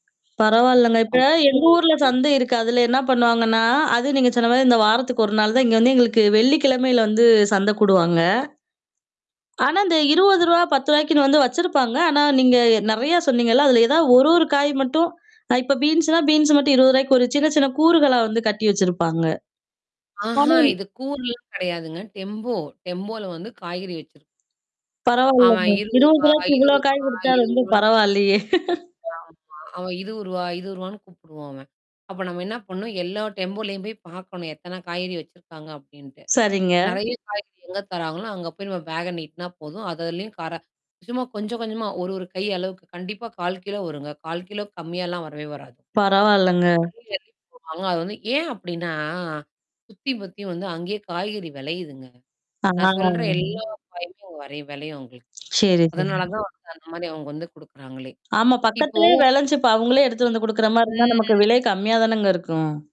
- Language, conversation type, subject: Tamil, podcast, நம்மூர் சந்தையில் இருந்து வாங்கும் உணவுப்பொருட்களால் சமைப்பது ஏன் நல்லது?
- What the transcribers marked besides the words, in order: mechanical hum; distorted speech; static; chuckle; other background noise; tapping; drawn out: "ஆ"; drawn out: "ம்"